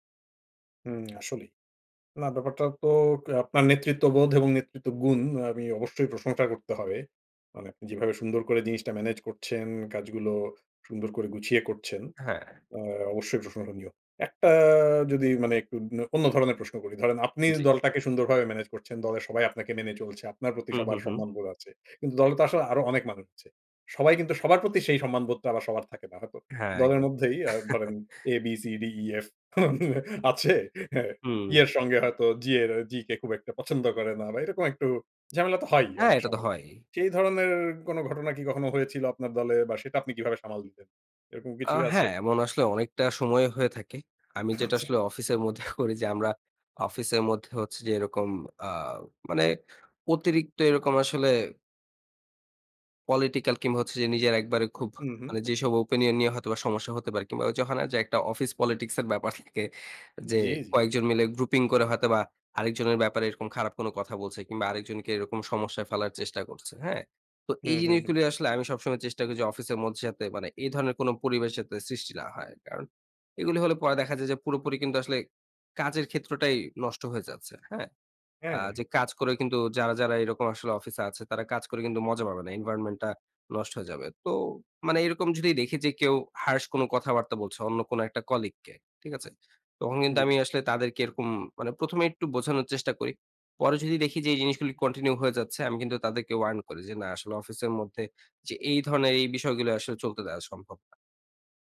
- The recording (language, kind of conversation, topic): Bengali, podcast, কীভাবে দলের মধ্যে খোলামেলা যোগাযোগ রাখা যায়?
- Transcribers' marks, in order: chuckle; chuckle; in English: "political"; in English: "opinion"; in English: "politics"; laughing while speaking: "ব্যাপার"; in English: "grouping"; in English: "harsh"; in English: "continue"; in English: "warn"